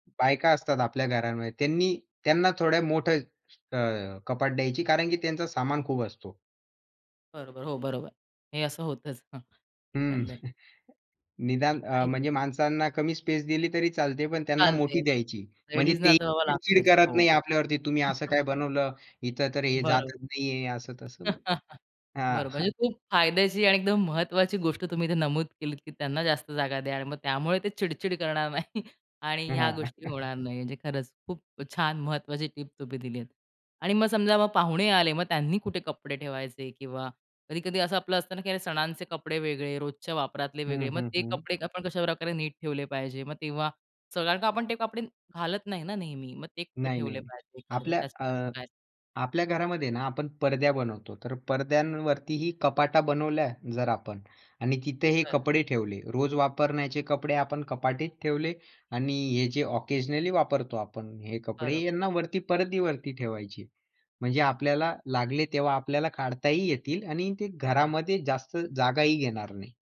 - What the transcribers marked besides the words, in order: other background noise; laughing while speaking: "हं"; horn; chuckle; in English: "स्पेस"; chuckle; chuckle; laughing while speaking: "नाही"; laughing while speaking: "हां"; chuckle; in English: "ऑकेजनली"
- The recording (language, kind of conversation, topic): Marathi, podcast, घरातील कमी जागेतही कार्यक्षमता वाढवण्याचे सोपे उपाय काय?